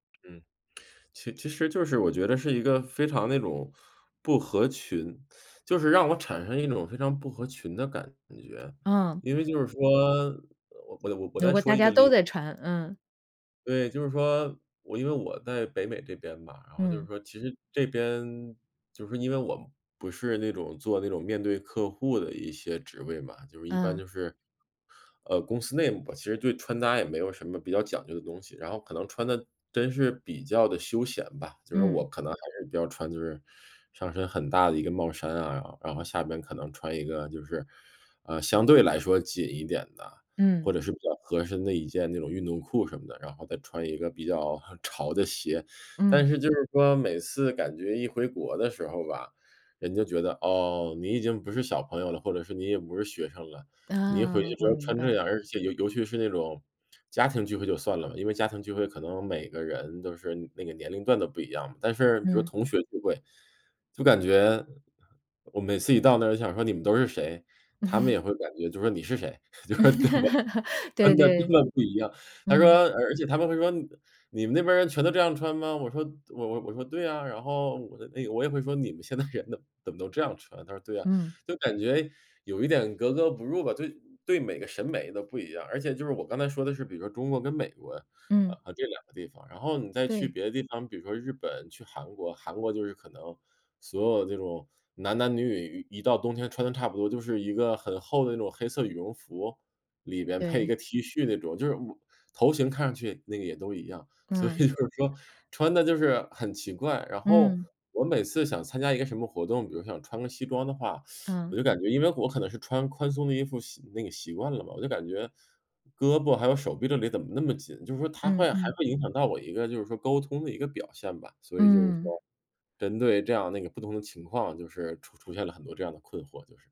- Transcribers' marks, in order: teeth sucking; other background noise; tapping; laugh; laughing while speaking: "就是特么"; laugh; laughing while speaking: "嗯"; laugh; laughing while speaking: "人"; laughing while speaking: "所以"; teeth sucking
- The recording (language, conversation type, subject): Chinese, advice, 我总是挑不到合适的衣服怎么办？